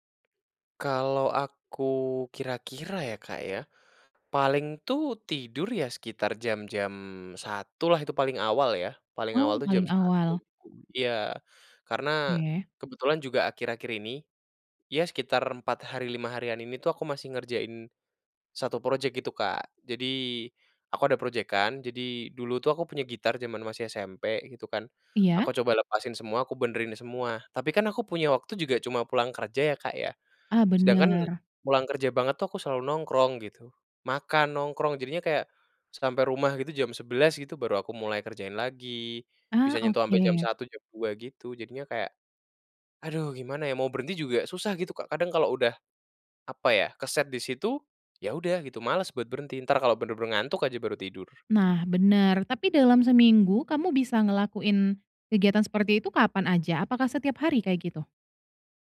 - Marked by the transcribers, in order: none
- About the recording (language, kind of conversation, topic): Indonesian, advice, Mengapa Anda sulit bangun pagi dan menjaga rutinitas?